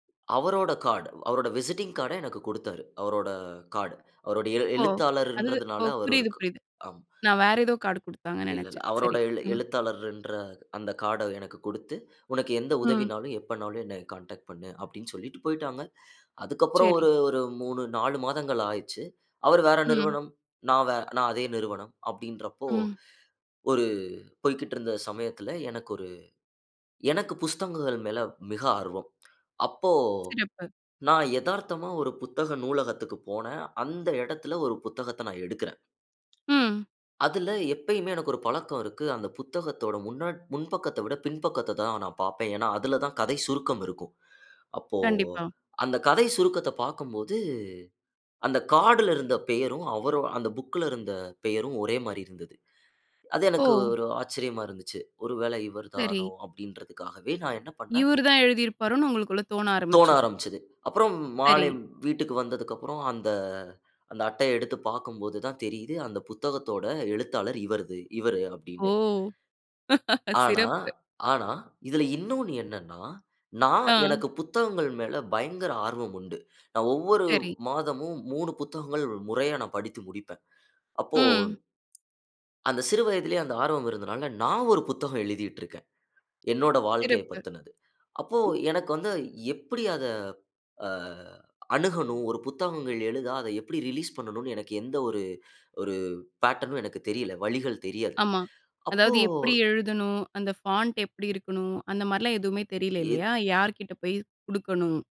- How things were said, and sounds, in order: in English: "கார்டு"; in English: "விசிட்டிங் கார்டு"; in English: "கார்ட்"; in English: "கார்டு"; in English: "கார்ட"; in English: "கான்டாக்ட்"; inhale; inhale; tsk; tapping; inhale; in English: "கார்ட்ல"; inhale; laugh; inhale; tsk; other background noise; in English: "ரிலீஸ்"; in English: "பேட்டர்னும்"; in English: "ஃபாண்ட்"
- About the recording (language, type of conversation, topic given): Tamil, podcast, ஒரு சிறிய சம்பவம் உங்கள் வாழ்க்கையில் பெரிய மாற்றத்தை எப்படிச் செய்தது?